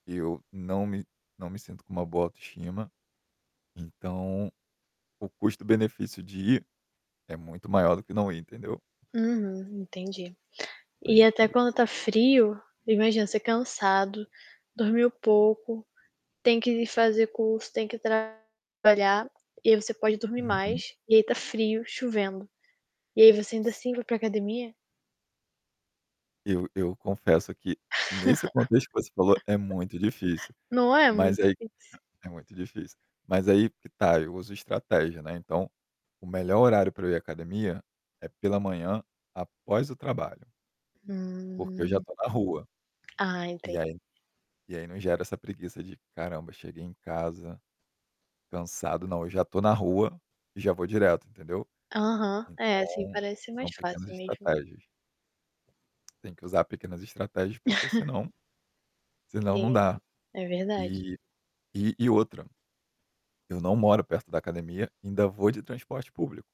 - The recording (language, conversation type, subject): Portuguese, podcast, Como você lida com o cansaço e o esgotamento no trabalho?
- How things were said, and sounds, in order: static; tapping; distorted speech; other background noise; laugh; other noise; drawn out: "Hum"; chuckle